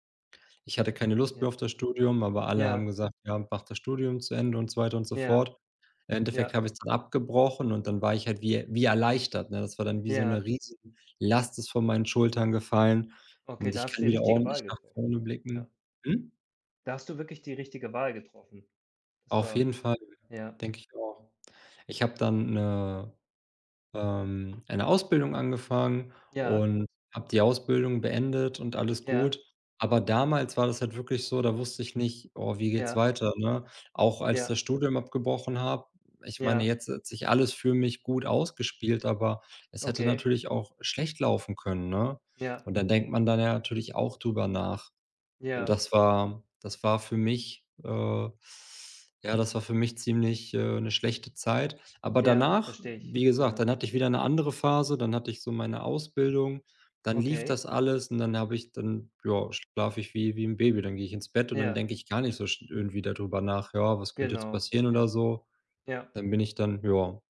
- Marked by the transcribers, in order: other background noise
- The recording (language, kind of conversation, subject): German, unstructured, Was hält dich nachts wach, wenn du an die Zukunft denkst?